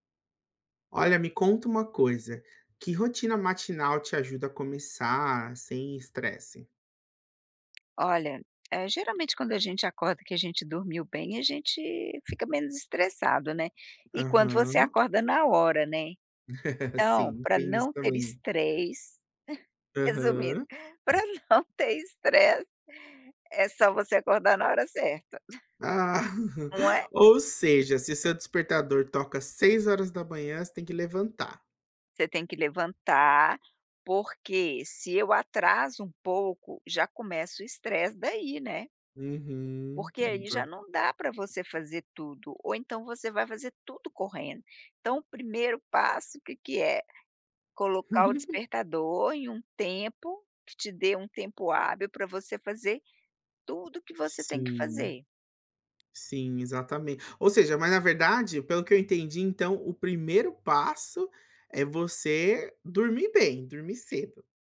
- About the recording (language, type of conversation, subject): Portuguese, podcast, Que rotina matinal te ajuda a começar o dia sem estresse?
- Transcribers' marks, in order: tapping; laugh; chuckle; laughing while speaking: "para não ter stress"; in English: "stress"; chuckle; giggle